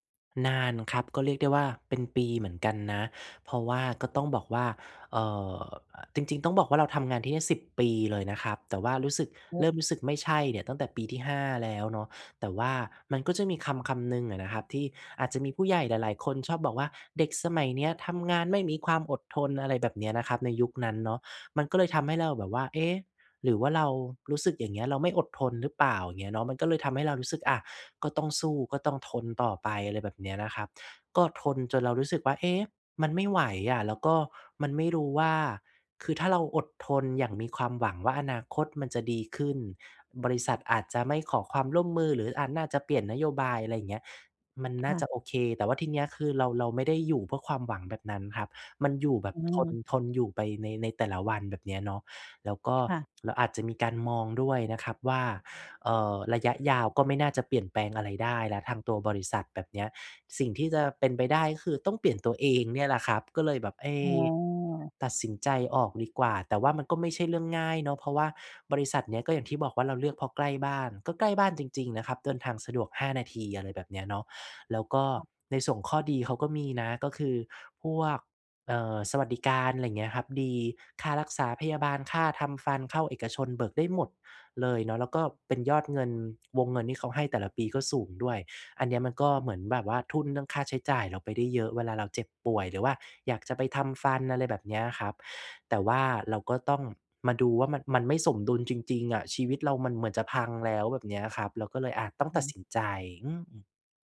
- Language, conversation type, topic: Thai, podcast, คุณหาความสมดุลระหว่างงานกับชีวิตส่วนตัวยังไง?
- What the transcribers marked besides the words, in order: other background noise